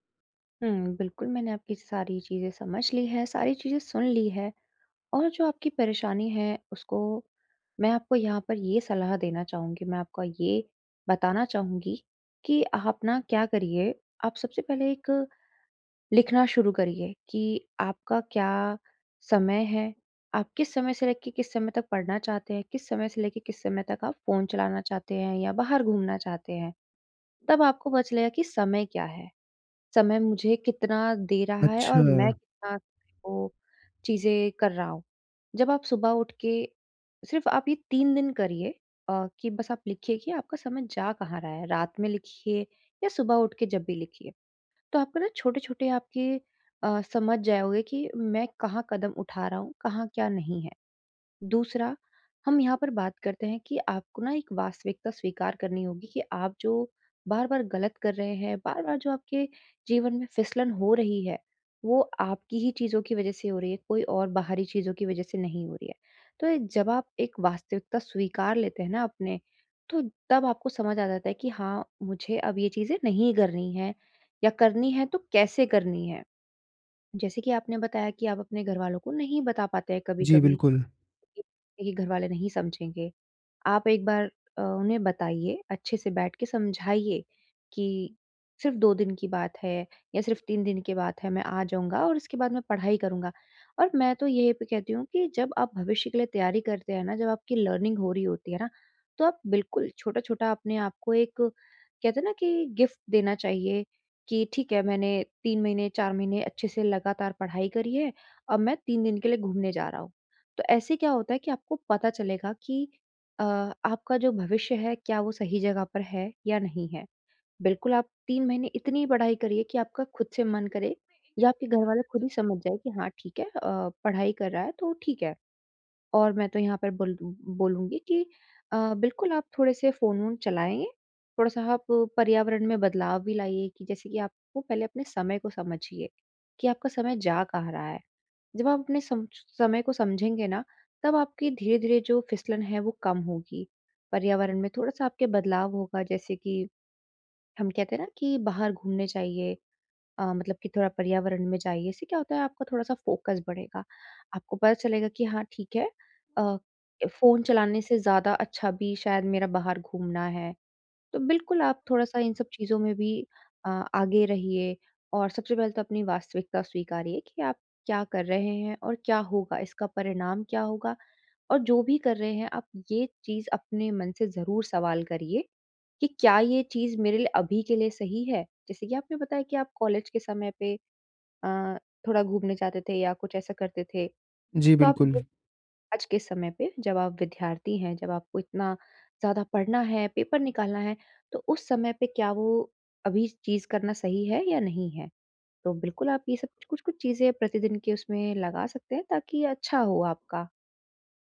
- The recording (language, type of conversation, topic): Hindi, advice, फिसलन के बाद फिर से शुरुआत कैसे करूँ?
- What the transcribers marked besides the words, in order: in English: "लर्निंग"; in English: "गिफ्ट"; background speech; in English: "फोकस"